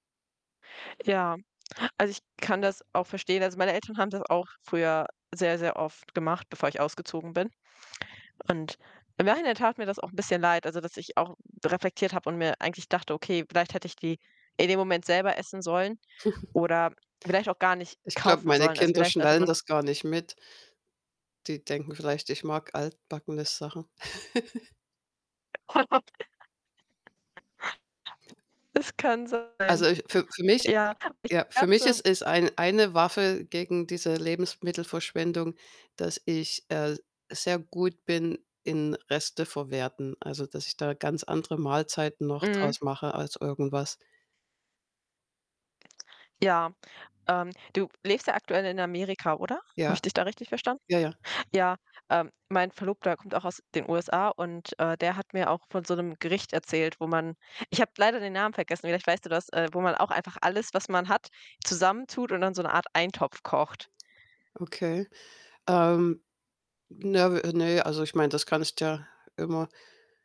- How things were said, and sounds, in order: other background noise; chuckle; chuckle; laugh; distorted speech
- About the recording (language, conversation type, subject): German, unstructured, Wie stehst du zur Lebensmittelverschwendung?
- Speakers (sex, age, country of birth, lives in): female, 25-29, Germany, Germany; female, 55-59, Germany, United States